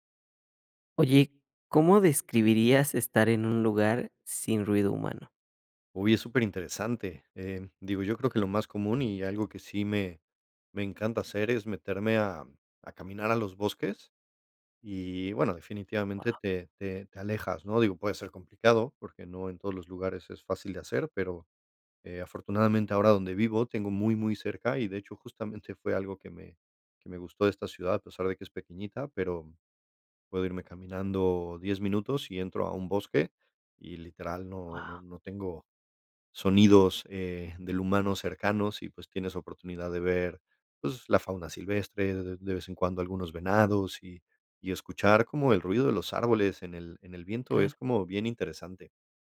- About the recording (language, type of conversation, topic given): Spanish, podcast, ¿Cómo describirías la experiencia de estar en un lugar sin ruido humano?
- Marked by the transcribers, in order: none